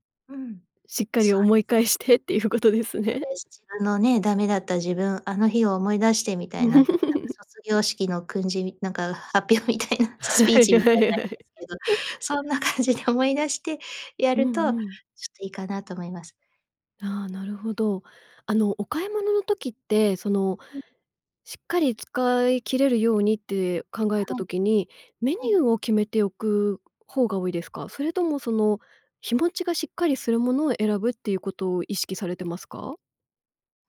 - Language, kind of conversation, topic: Japanese, podcast, 食材の無駄を減らすために普段どんな工夫をしていますか？
- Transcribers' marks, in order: laughing while speaking: "思い返してっていうことですね"; chuckle; laughing while speaking: "発表みたいな"; laughing while speaking: "はい はい はい"; laughing while speaking: "そんな感じで"